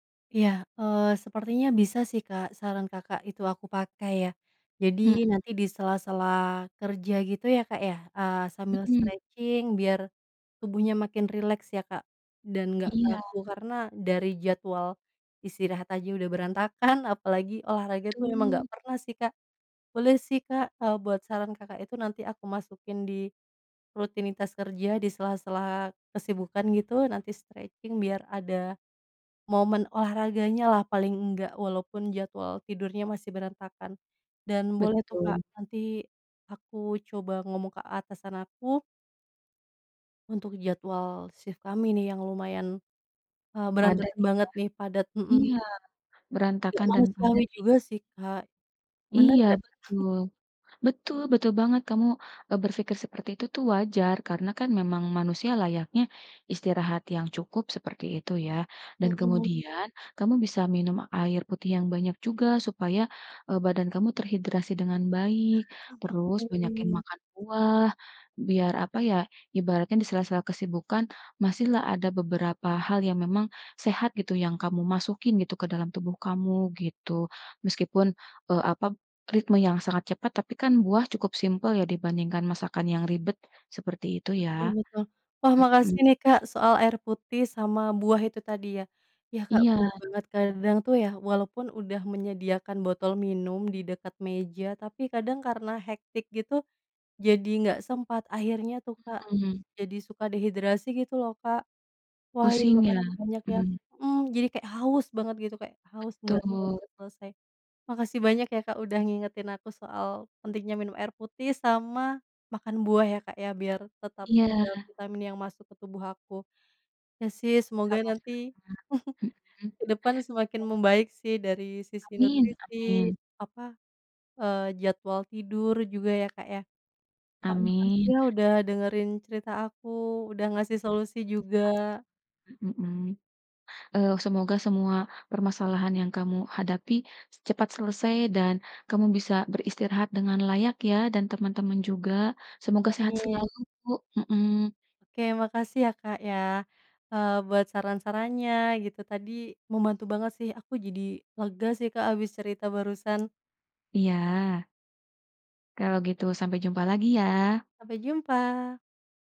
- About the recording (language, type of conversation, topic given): Indonesian, advice, Bagaimana cara mengatasi jam tidur yang berantakan karena kerja shift atau jadwal yang sering berubah-ubah?
- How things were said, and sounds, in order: in English: "stretching"; in English: "stretching"; in English: "shift"; chuckle; in English: "hectic"; chuckle; other background noise